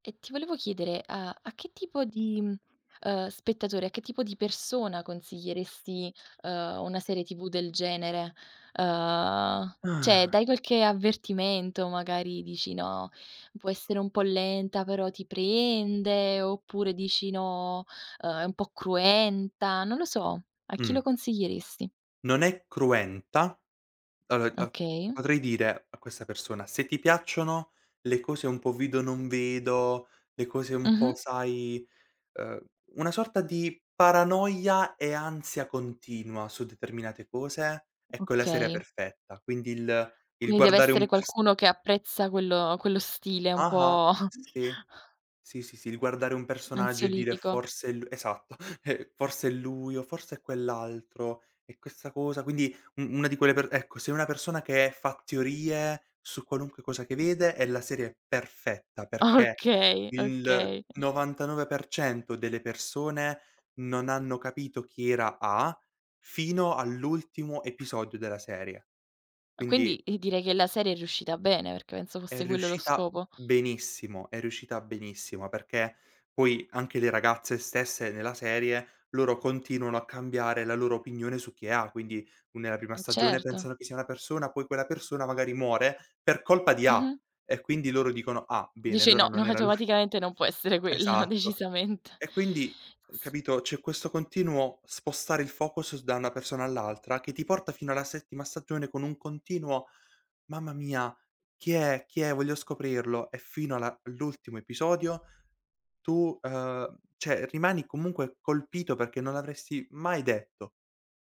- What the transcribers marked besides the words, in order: tapping; drawn out: "Uhm"; "cioè" said as "ceh"; unintelligible speech; chuckle; other background noise; chuckle; laughing while speaking: "Okay"; stressed: "benissimo"; laughing while speaking: "lui"; laughing while speaking: "quello, decisamente"; "cioè" said as "ceh"
- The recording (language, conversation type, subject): Italian, podcast, Qual è una serie televisiva che consigli sempre ai tuoi amici?